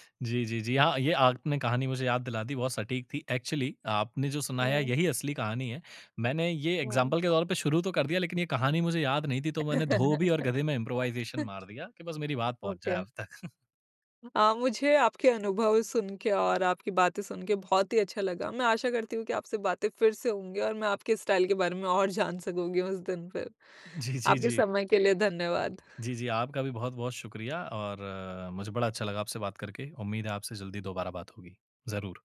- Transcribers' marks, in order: in English: "एक्चुअली"; in English: "एग्ज़ाम्पल"; laugh; in English: "इम्प्रोवाइज़ेशन"; in English: "ओके"; chuckle; in English: "स्टाइल"; laughing while speaking: "जी, जी"; tapping
- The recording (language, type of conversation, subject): Hindi, podcast, क्या आपने कभी सामाजिक दबाव के कारण अपना पहनावा या अंदाज़ बदला है?